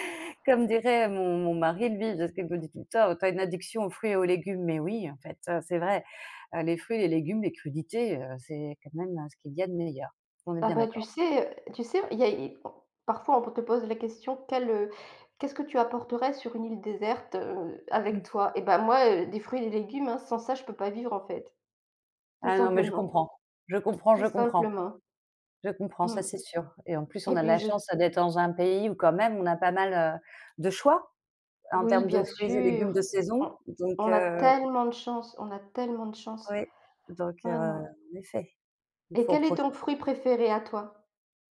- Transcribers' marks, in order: stressed: "choix"; stressed: "tellement"
- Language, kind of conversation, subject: French, unstructured, Quel plat te rappelle ton enfance et pourquoi ?
- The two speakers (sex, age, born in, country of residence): female, 45-49, France, France; female, 55-59, France, France